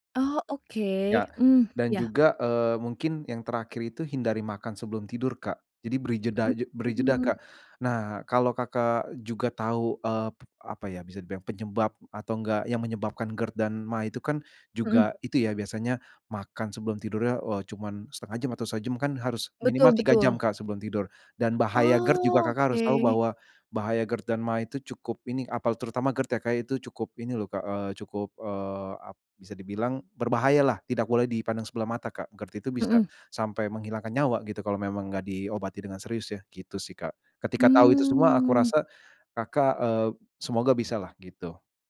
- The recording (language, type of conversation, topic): Indonesian, advice, Bagaimana cara berhenti sering melewatkan waktu makan dan mengurangi kebiasaan ngemil tidak sehat di malam hari?
- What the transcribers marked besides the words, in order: none